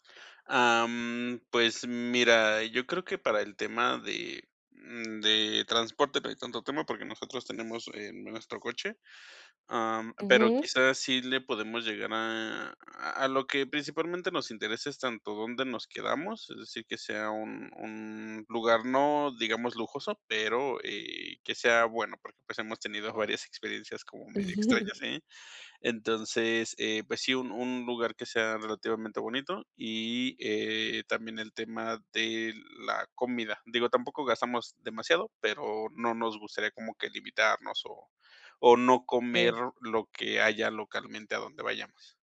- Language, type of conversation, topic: Spanish, advice, ¿Cómo puedo viajar más con poco dinero y poco tiempo?
- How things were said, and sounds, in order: chuckle; unintelligible speech